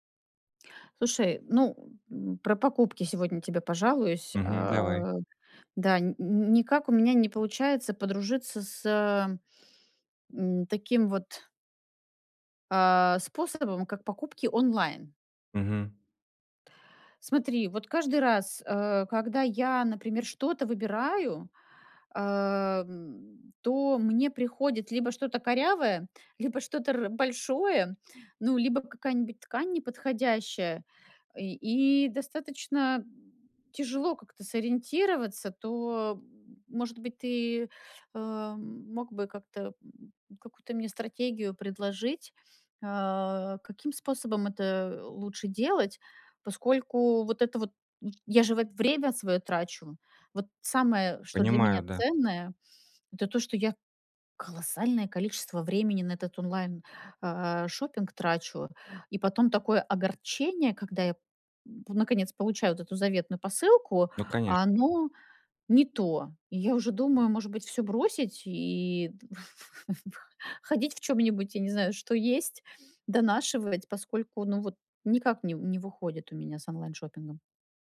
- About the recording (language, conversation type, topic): Russian, advice, Как выбрать правильный размер и проверить качество одежды при покупке онлайн?
- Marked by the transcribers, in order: unintelligible speech; chuckle